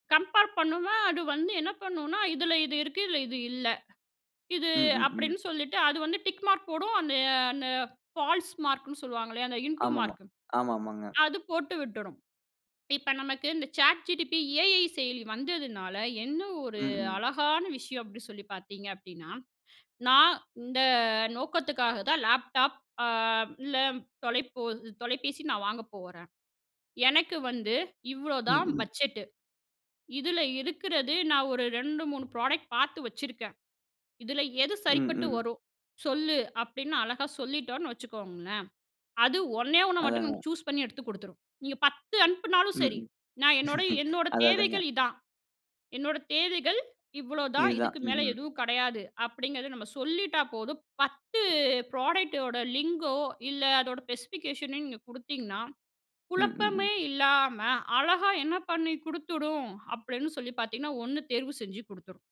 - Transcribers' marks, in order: in English: "கம்பேர்"; in English: "ஃபால்ஸ் மார்க்ன்னு"; in English: "இன்டு மார்க்"; in English: "சேட் ஜிடிபி ஏஐ"; in English: "ப்ரோடக்ட்"; laugh; in English: "லிங்கோ"; in English: "ஸ்பெசிபிகேஷன்"
- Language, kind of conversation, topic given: Tamil, podcast, AI உதவியாளர்களை நீங்கள் அடிக்கடி பயன்படுத்துகிறீர்களா, ஏன்?